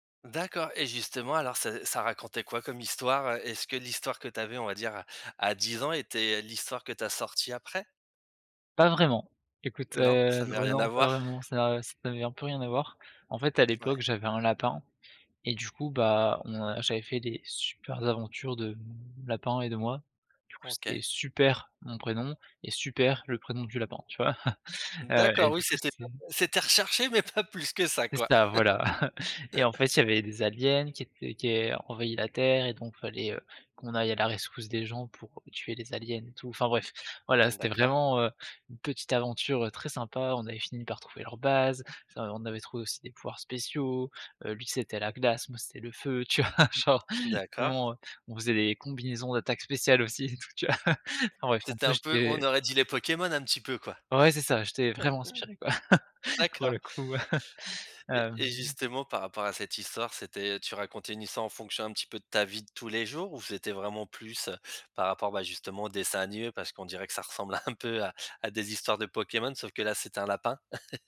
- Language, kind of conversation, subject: French, podcast, En quoi ton parcours de vie a-t-il façonné ton art ?
- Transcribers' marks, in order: chuckle; unintelligible speech; laughing while speaking: "mais pas plus que ça quoi ?"; chuckle; laughing while speaking: "vois ? Genre"; chuckle; chuckle; laughing while speaking: "pour le coup"; chuckle; chuckle